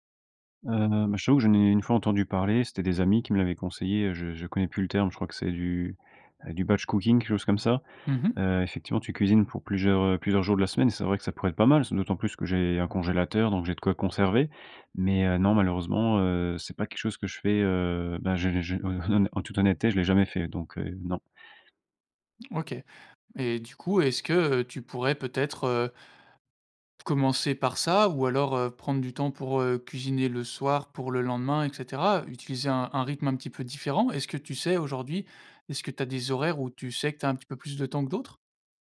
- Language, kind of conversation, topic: French, advice, Comment puis-je manger sainement malgré un emploi du temps surchargé et des repas pris sur le pouce ?
- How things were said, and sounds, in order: in English: "batch cooking"